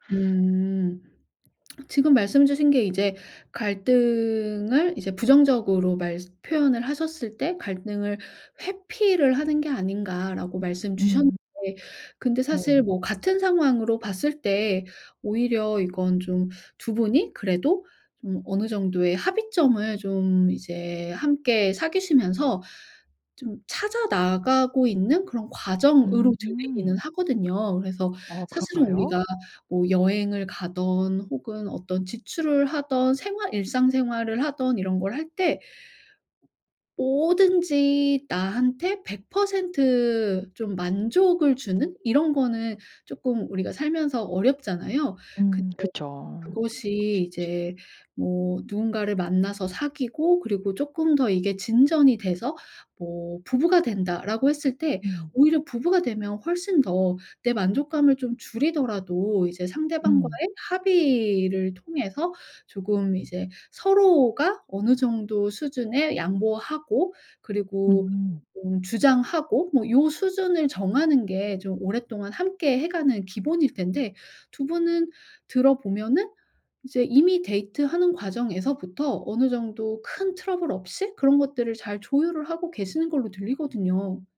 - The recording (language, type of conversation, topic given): Korean, advice, 돈 관리 방식 차이로 인해 다툰 적이 있나요?
- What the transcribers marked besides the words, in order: lip smack; tapping